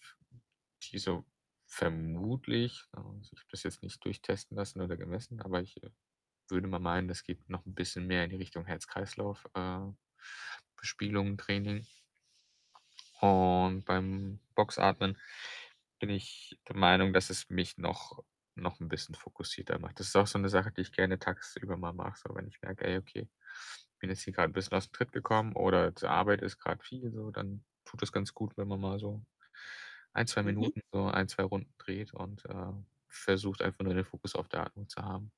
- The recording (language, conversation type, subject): German, podcast, Wie sieht deine Morgenroutine an einem ganz normalen Tag aus?
- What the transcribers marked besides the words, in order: static; other background noise